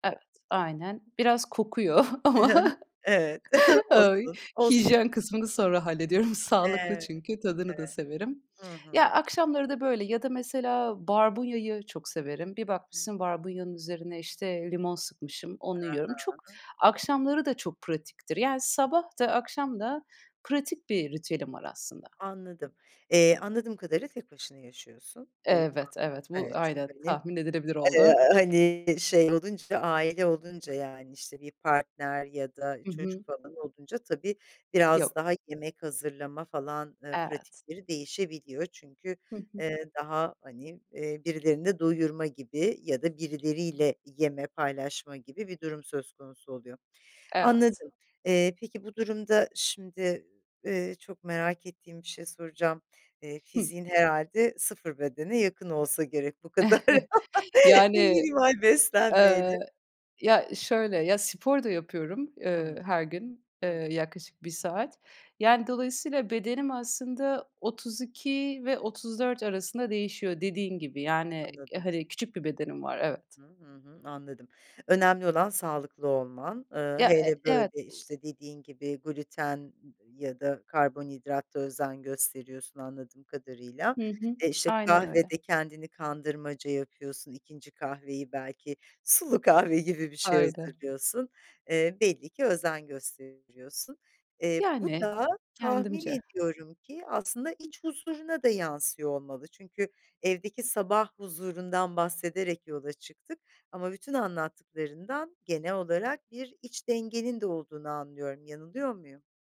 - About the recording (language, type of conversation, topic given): Turkish, podcast, Evde huzurlu bir sabah yaratmak için neler yaparsın?
- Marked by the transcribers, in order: other background noise; chuckle; laughing while speaking: "ama ay hijyen kısmını sonra hallediyorum"; chuckle; chuckle; laughing while speaking: "kadar minimal beslenmeyle"; chuckle; tapping; laughing while speaking: "sulu kahve"